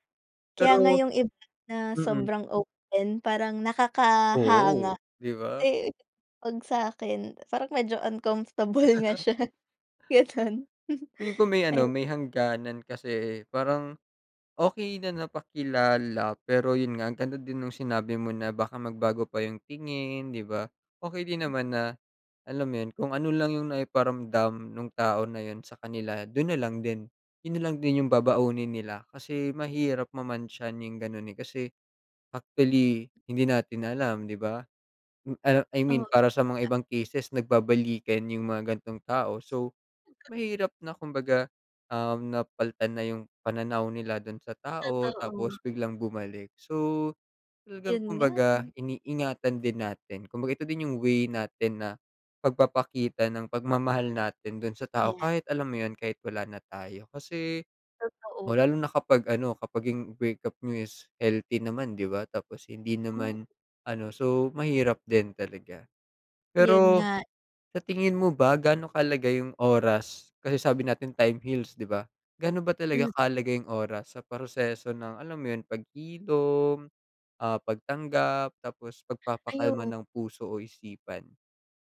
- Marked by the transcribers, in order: laughing while speaking: "uncomfortable nga siya, gano'n"; chuckle; tapping; unintelligible speech
- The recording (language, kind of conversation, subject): Filipino, unstructured, Paano mo tinutulungan ang iyong sarili na makapagpatuloy sa kabila ng sakit?
- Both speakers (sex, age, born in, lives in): female, 20-24, Philippines, Philippines; male, 20-24, Philippines, Philippines